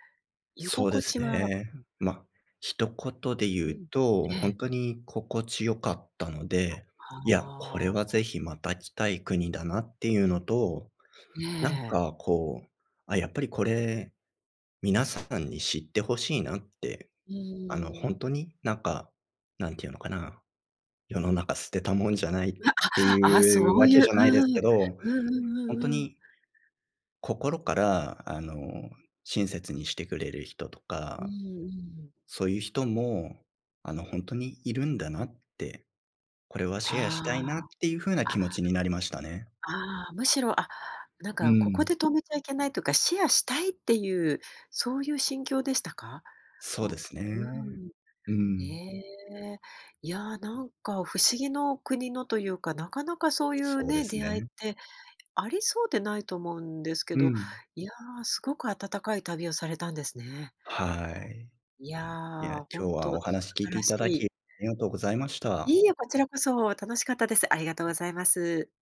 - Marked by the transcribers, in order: other background noise
- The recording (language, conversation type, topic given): Japanese, podcast, 旅先で受けた親切な出来事を教えてくれる？